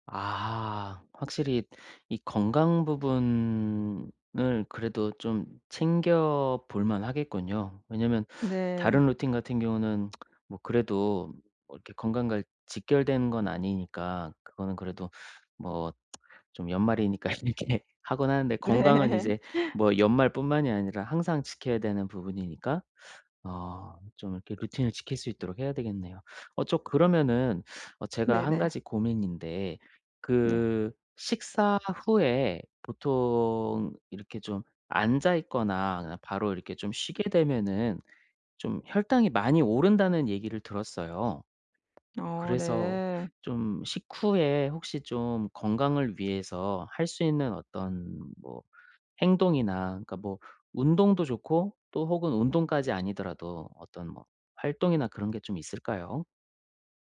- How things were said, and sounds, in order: tsk; other background noise; tsk; laughing while speaking: "이렇게"; laughing while speaking: "네"; tapping
- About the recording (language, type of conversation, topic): Korean, advice, 일상 루틴을 꾸준히 유지하려면 무엇부터 시작하는 것이 좋을까요?